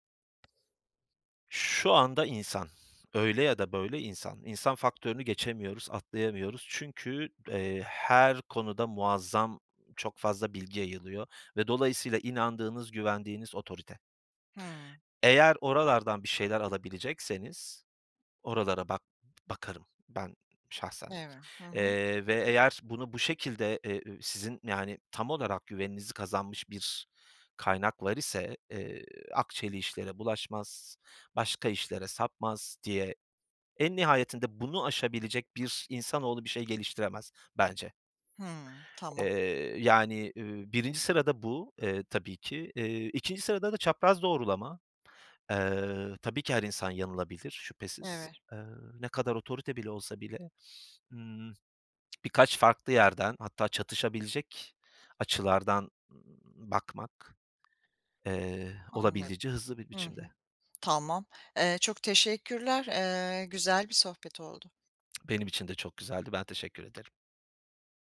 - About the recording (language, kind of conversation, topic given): Turkish, podcast, Bilgiye ulaşırken güvenilir kaynakları nasıl seçiyorsun?
- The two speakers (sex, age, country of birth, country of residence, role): female, 55-59, Turkey, United States, host; male, 40-44, Turkey, Portugal, guest
- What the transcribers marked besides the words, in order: tapping; other background noise; lip smack; lip smack